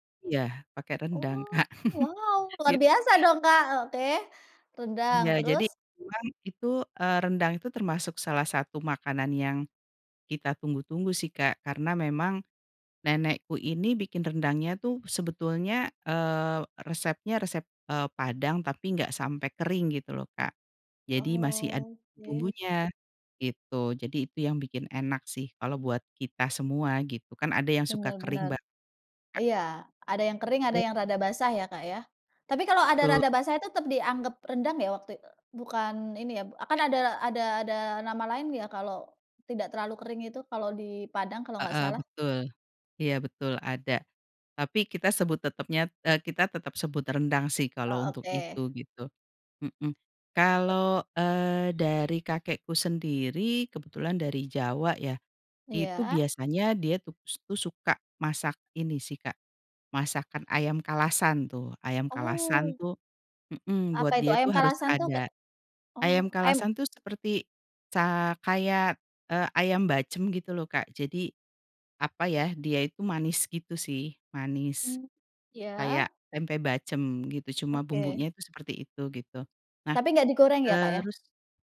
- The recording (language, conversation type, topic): Indonesian, podcast, Bagaimana makanan tradisional di keluarga kamu bisa menjadi bagian dari identitasmu?
- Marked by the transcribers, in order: laugh; unintelligible speech; other background noise